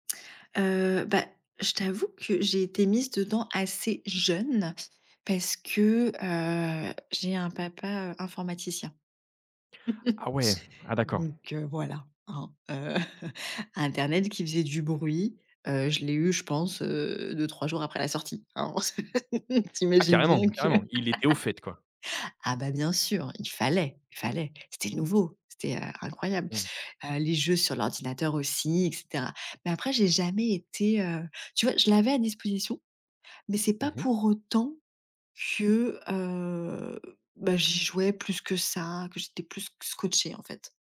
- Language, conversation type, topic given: French, podcast, Comment la technologie transforme-t-elle les liens entre grands-parents et petits-enfants ?
- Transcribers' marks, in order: chuckle; laugh